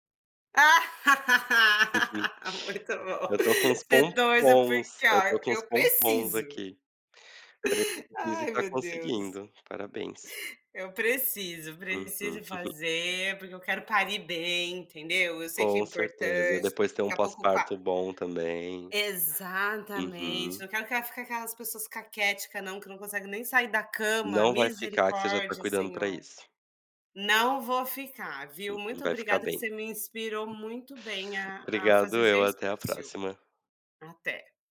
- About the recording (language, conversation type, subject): Portuguese, unstructured, Quais hábitos ajudam a manter a motivação para fazer exercícios?
- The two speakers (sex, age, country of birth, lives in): female, 30-34, Brazil, Portugal; male, 30-34, Brazil, Portugal
- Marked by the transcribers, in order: laugh; laughing while speaking: "Muito bom"; unintelligible speech; giggle